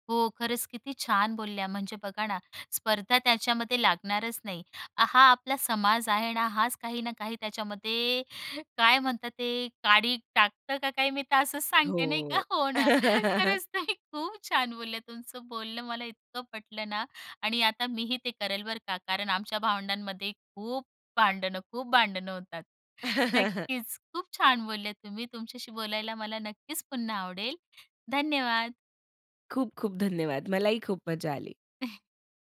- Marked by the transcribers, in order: laughing while speaking: "काडी टाकतं का काय, मी … खूप छान बोलल्या"; laugh; chuckle; tapping; chuckle
- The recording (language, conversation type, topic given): Marathi, podcast, भावंडांमध्ये स्पर्धा आणि सहकार्य कसं होतं?